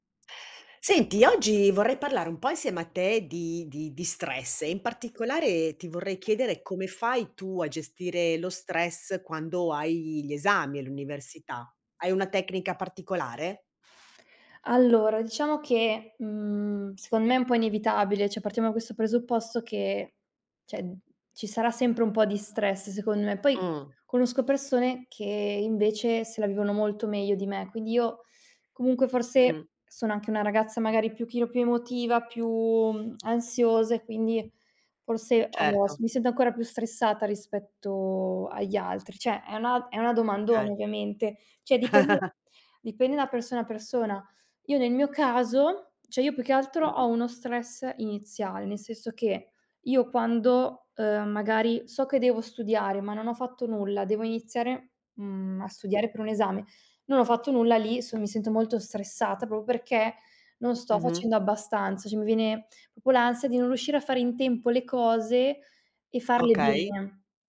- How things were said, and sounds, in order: other background noise; "secondo" said as "secon"; "cioè" said as "cè"; "cioè" said as "cè"; "secondo" said as "secon"; teeth sucking; "Cioè" said as "cè"; "Cioè" said as "cè"; laugh; "proprio" said as "popo"; "Cioè" said as "cè"; "proprio" said as "popo"
- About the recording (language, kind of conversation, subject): Italian, podcast, Come gestire lo stress da esami a scuola?
- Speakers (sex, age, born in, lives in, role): female, 20-24, Italy, Italy, guest; female, 55-59, Italy, Italy, host